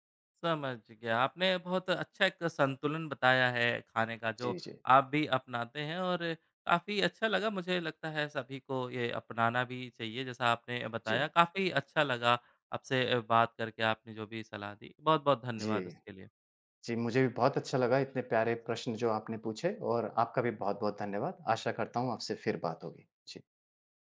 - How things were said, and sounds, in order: none
- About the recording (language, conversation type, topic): Hindi, podcast, खाने में संतुलन बनाए रखने का आपका तरीका क्या है?